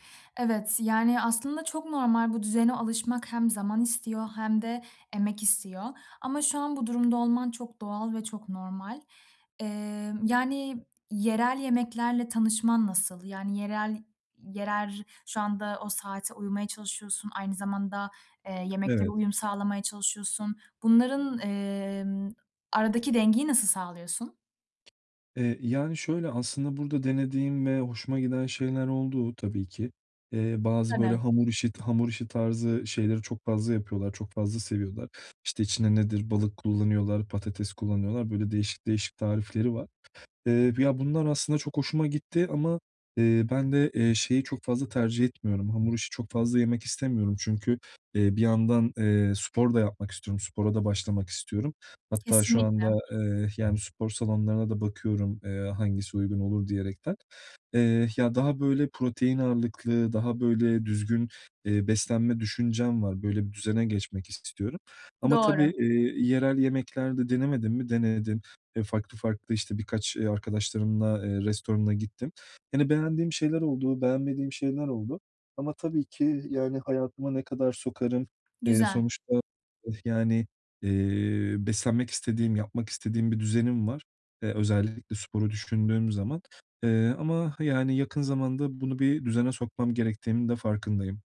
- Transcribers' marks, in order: other background noise; tapping
- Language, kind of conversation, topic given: Turkish, advice, Yeni bir yerde beslenme ve uyku düzenimi nasıl iyileştirebilirim?